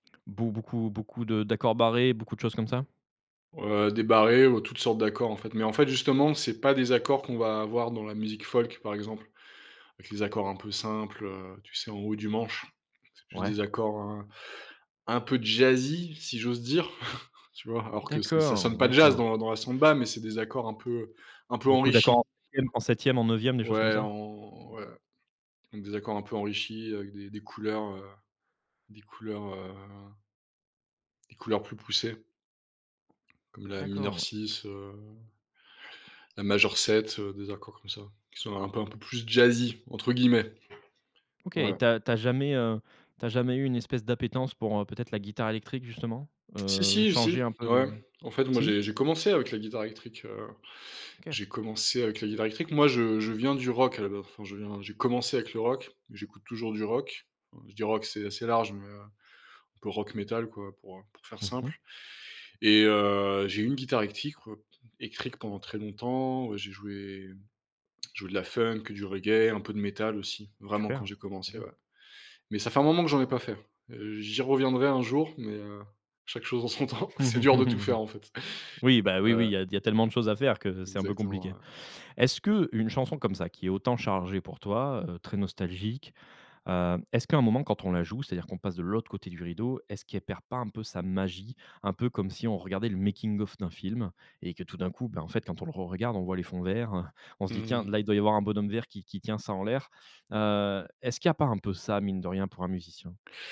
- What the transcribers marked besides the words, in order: chuckle; unintelligible speech; tapping; "électrique-" said as "écticre"; "électrique" said as "écrique"; laughing while speaking: "son temps"; chuckle; in English: "making-of"
- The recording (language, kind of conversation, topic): French, podcast, Quand une chanson te rend nostalgique, est-ce que tu la cherches ou tu l’évites ?